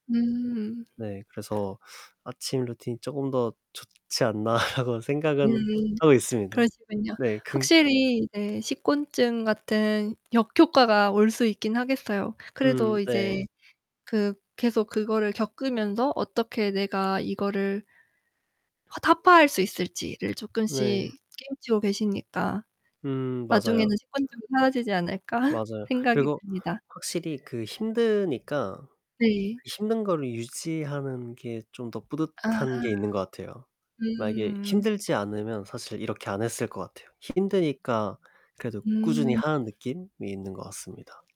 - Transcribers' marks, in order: static; laughing while speaking: "않나?' 라고 생각은 하고 있습니다"; distorted speech; background speech; mechanical hum; other background noise; laugh; tapping
- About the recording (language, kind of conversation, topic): Korean, podcast, 요즘 아침에는 어떤 루틴으로 하루를 시작하시나요?